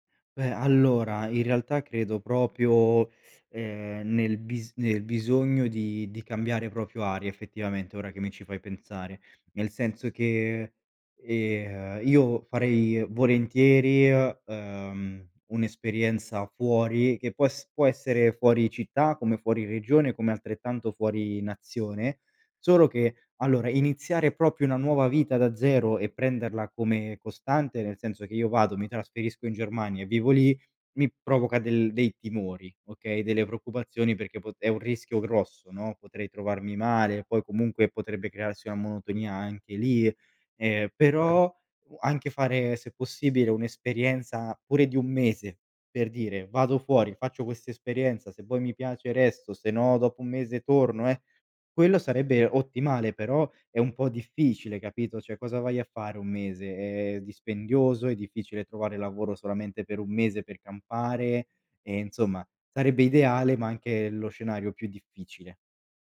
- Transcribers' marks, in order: "proprio" said as "propio"; teeth sucking; "proprio" said as "propio"; "proprio" said as "propio"
- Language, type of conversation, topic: Italian, advice, Come posso usare pause e cambi di scenario per superare un blocco creativo?